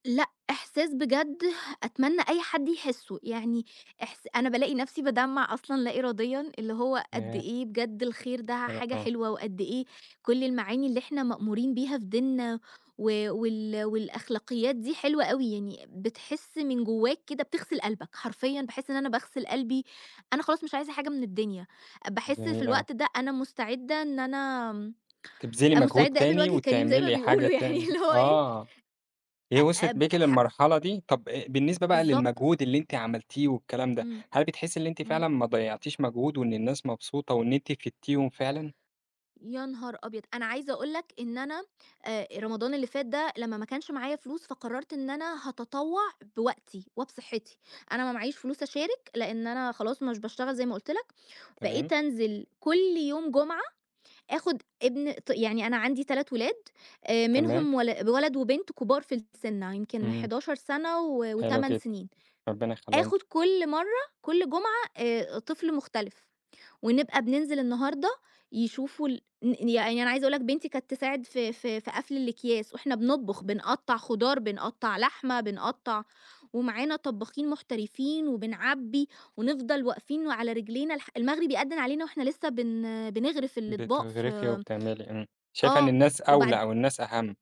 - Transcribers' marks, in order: unintelligible speech; unintelligible speech; tapping; laughing while speaking: "ما بيقولوا يعني، اللي هو إيه"
- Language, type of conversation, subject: Arabic, podcast, احكيلي عن تجربة تطوع شاركت فيها مع ناس تانية؟